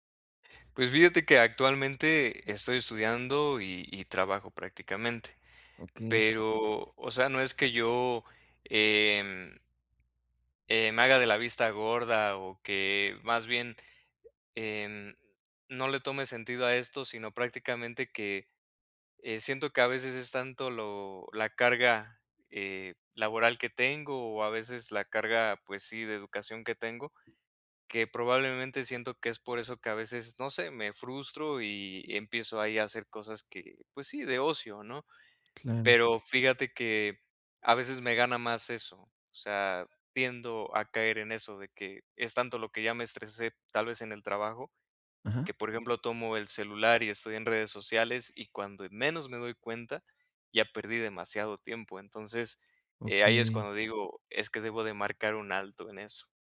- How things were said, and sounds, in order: tapping
- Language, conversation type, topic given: Spanish, advice, ¿Cómo puedo equilibrar mi tiempo entre descansar y ser productivo los fines de semana?